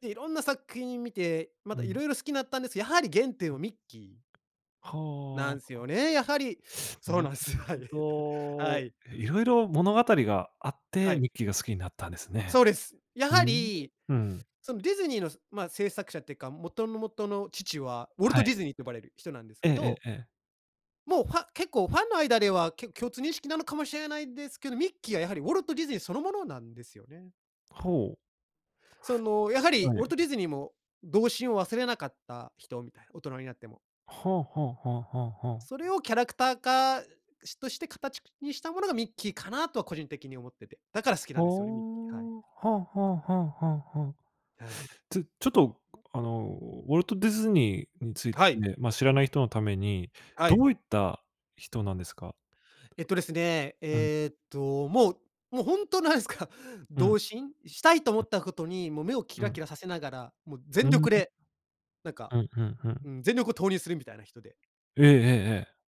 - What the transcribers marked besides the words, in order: other background noise; tapping; laughing while speaking: "そうなんすよ。はい"; laugh; laughing while speaking: "なんですか"
- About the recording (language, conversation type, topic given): Japanese, podcast, 好きなキャラクターの魅力を教えてくれますか？